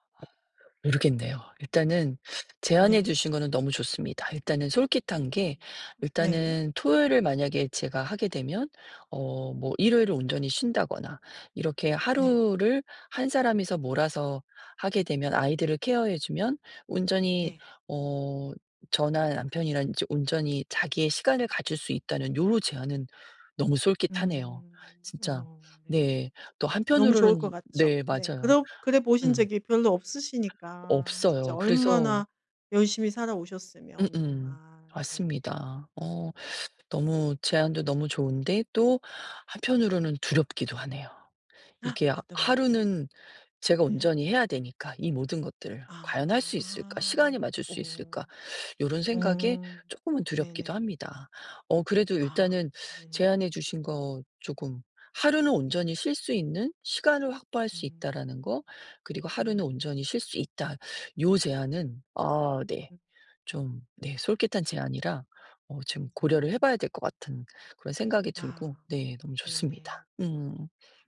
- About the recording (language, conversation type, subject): Korean, advice, 휴일을 스트레스 없이 편안하고 즐겁게 보내려면 어떻게 해야 하나요?
- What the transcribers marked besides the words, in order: other background noise; gasp